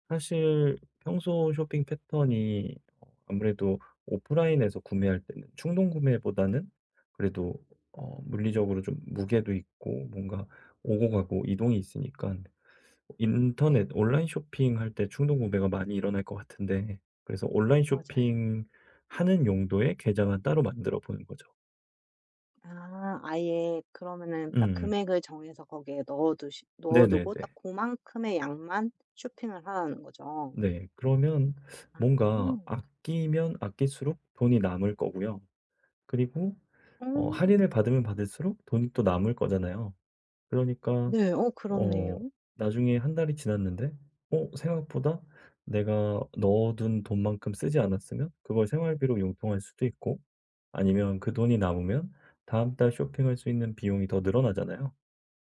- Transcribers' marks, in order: teeth sucking; other background noise
- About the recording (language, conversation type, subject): Korean, advice, 일상에서 구매 습관을 어떻게 조절하고 꾸준히 유지할 수 있을까요?